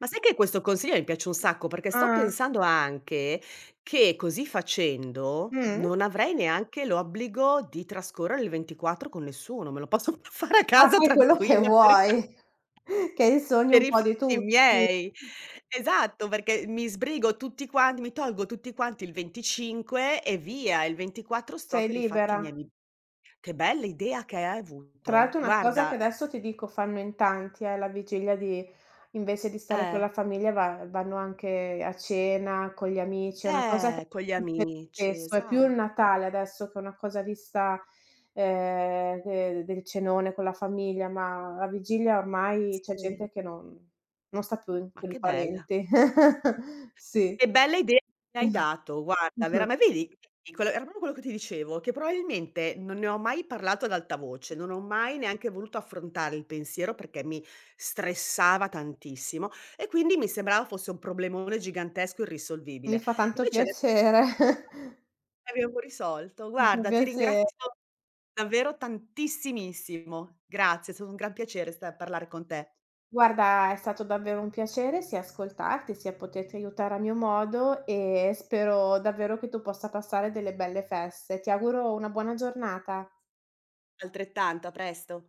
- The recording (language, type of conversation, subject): Italian, advice, Come posso gestire i conflitti durante le feste legati alla scelta del programma e alle tradizioni familiari?
- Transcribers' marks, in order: other background noise; tapping; laughing while speaking: "posso f fare a casa tranquilla per i fa"; laughing while speaking: "che vuoi"; unintelligible speech; chuckle; laughing while speaking: "Mh-mh"; unintelligible speech; "proprio" said as "propro"; "probabilmente" said as "proailmente"; laughing while speaking: "piacere"; chuckle; unintelligible speech